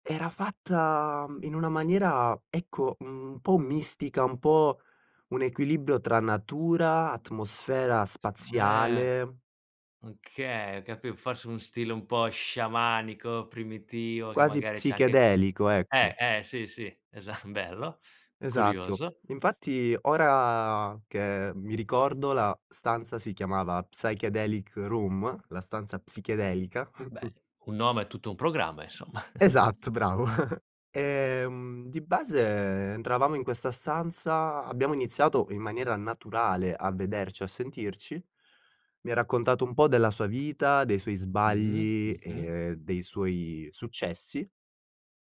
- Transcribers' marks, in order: tapping; drawn out: "Eh"; stressed: "sciamanico"; exhale; drawn out: "ora"; in English: "psychedelic room"; other background noise; chuckle; chuckle; stressed: "naturale"; drawn out: "sbagli"; drawn out: "suoi"; stressed: "successi"
- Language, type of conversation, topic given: Italian, podcast, Com'è stato quando hai conosciuto il tuo mentore o una guida importante?